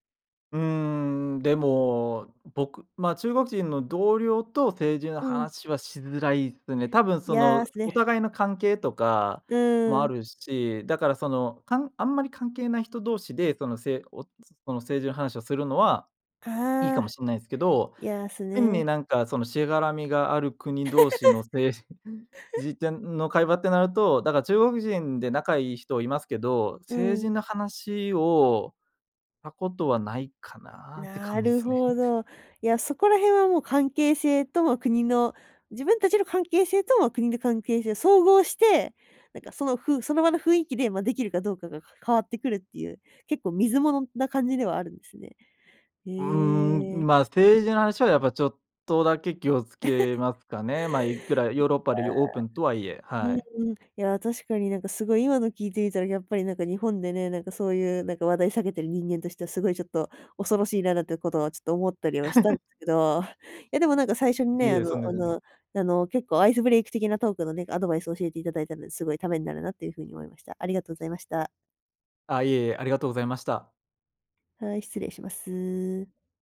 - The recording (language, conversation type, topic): Japanese, podcast, 誰でも気軽に始められる交流のきっかけは何ですか？
- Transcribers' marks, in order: chuckle; chuckle; other noise; chuckle; other background noise